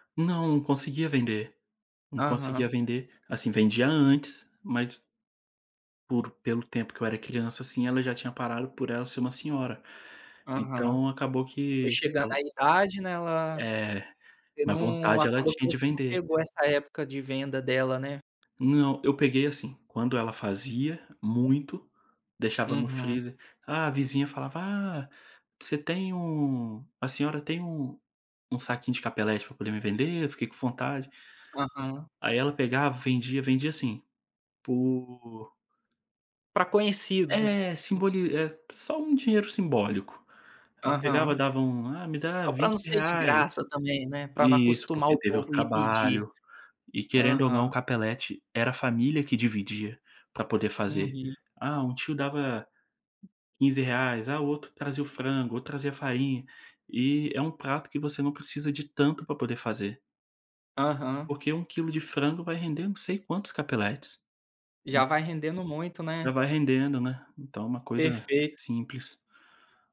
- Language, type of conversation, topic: Portuguese, podcast, Você tem alguma lembrança de comida da sua infância?
- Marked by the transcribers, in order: other noise